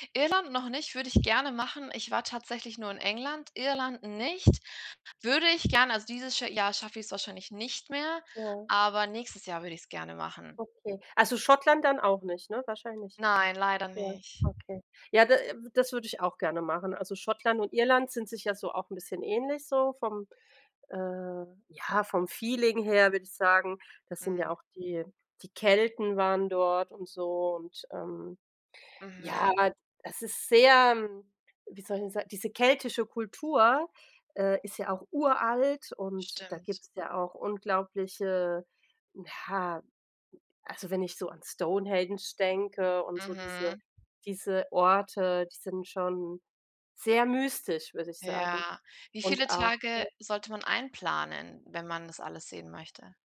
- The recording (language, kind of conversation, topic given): German, unstructured, Welcher Ort hat dich emotional am meisten berührt?
- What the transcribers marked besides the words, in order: none